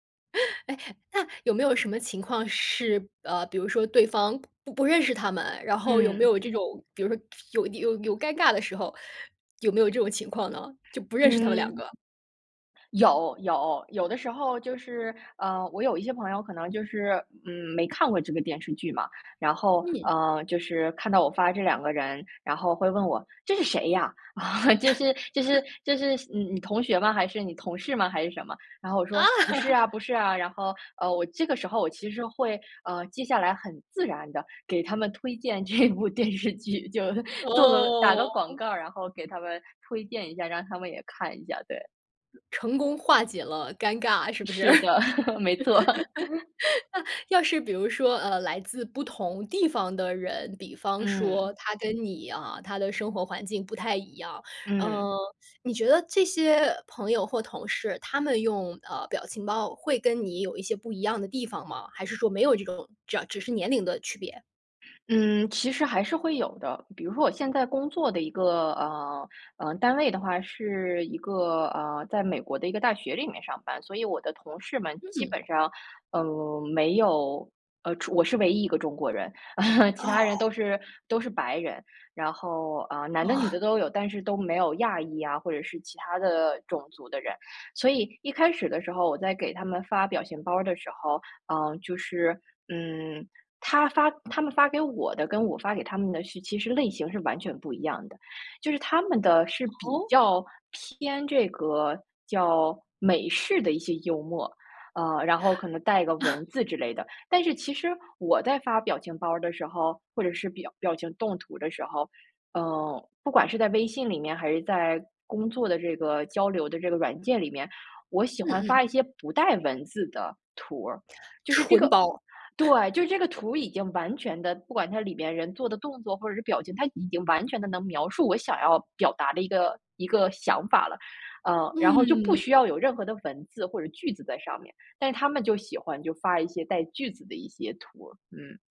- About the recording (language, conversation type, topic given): Chinese, podcast, 你觉得表情包改变了沟通吗？
- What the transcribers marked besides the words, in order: laugh; other background noise; chuckle; joyful: "啊"; laugh; laughing while speaking: "这部电视剧，就"; laugh; drawn out: "哦"; laugh; laughing while speaking: "没错"; laugh; teeth sucking; "中" said as "楚"; chuckle; surprised: "哦？"; inhale; chuckle